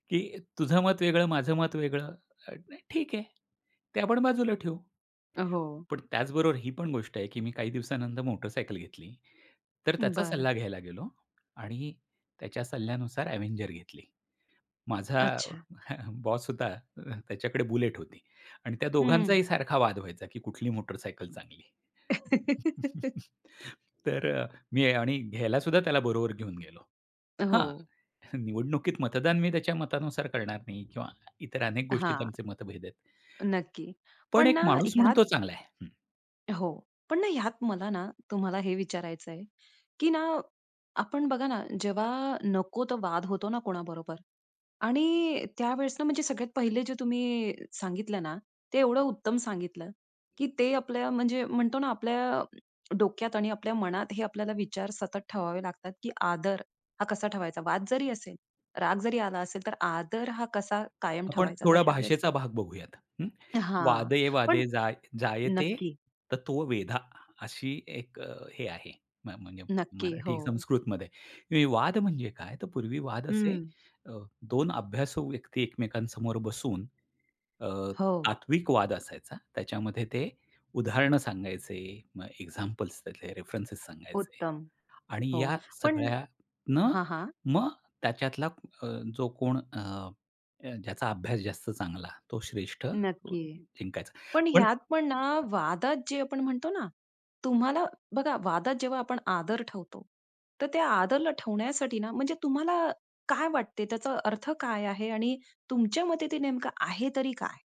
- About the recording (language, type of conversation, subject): Marathi, podcast, वादाच्या वेळी आदर कसा राखता?
- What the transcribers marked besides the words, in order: tapping; in English: "अव्हेंजर"; chuckle; in English: "बॉस"; in English: "बुलेट"; laugh; drawn out: "हां"; in English: "एक्झाम्पल्स"; in English: "रेफरन्स"; other background noise